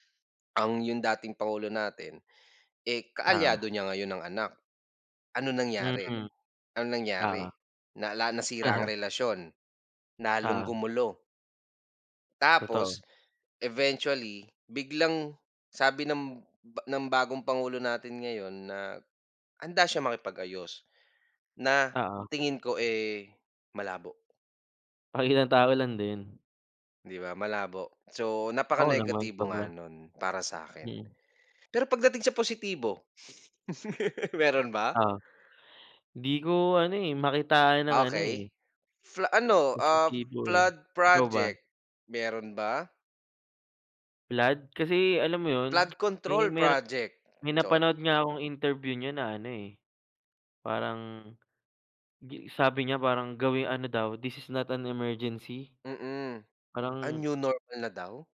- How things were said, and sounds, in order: chuckle; tapping; in English: "this is not an emergency"
- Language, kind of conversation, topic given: Filipino, unstructured, Ano ang palagay mo sa kasalukuyang mga lider ng bansa?